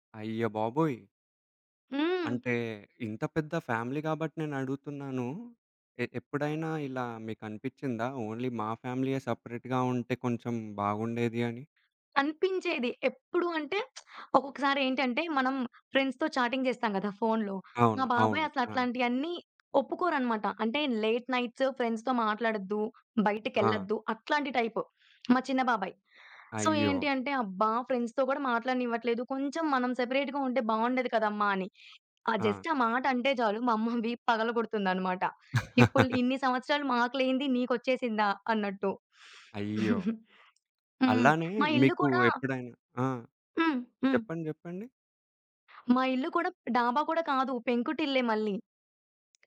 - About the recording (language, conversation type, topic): Telugu, podcast, కుటుంబ బంధాలను బలపరచడానికి పాటించాల్సిన చిన్న అలవాట్లు ఏమిటి?
- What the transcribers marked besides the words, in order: in English: "ఫ్యామిలీ"; in English: "ఓన్లీ"; in English: "ఫ్యామిలీయే సెపరేట్‌గా"; other background noise; lip smack; in English: "ఫ్రెండ్స్‌తో చాటింగ్"; in English: "లేట్ నైట్స్ ఫ్రెండ్స్‌తో"; tapping; in English: "సో"; in English: "ఫ్రెండ్స్‌తో"; in English: "సెపరేట్‌గా"; in English: "జస్ట్"; chuckle; giggle